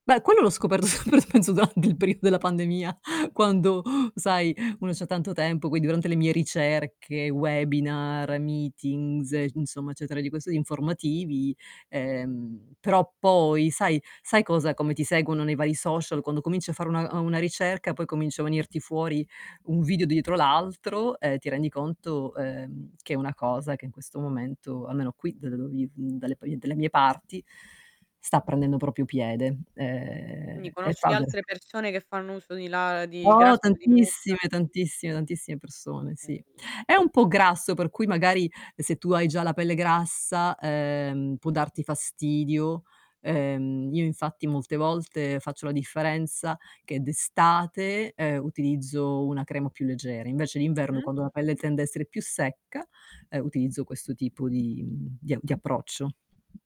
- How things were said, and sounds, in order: laughing while speaking: "sempre penso durante il periodo della pandemia, quando, sai"; in English: "webinar, meetings"; "cioè" said as "ceh"; unintelligible speech; static; put-on voice: "social"; "proprio" said as "propio"; distorted speech; other background noise; unintelligible speech; tapping
- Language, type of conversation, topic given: Italian, podcast, Qual è la tua routine per dormire bene la notte?
- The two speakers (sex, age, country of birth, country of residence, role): female, 50-54, Italy, United States, guest; female, 60-64, Italy, Italy, host